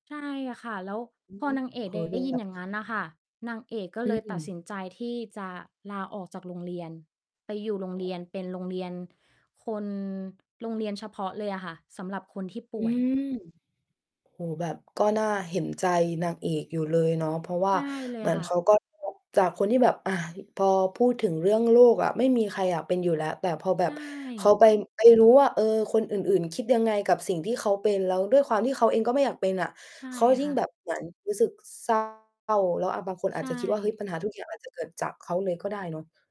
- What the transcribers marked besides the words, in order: distorted speech; other background noise; mechanical hum; tapping; unintelligible speech
- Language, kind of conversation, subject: Thai, podcast, ทำไมหนังบางเรื่องถึงทำให้เราร้องไห้ได้ง่ายเมื่อดู?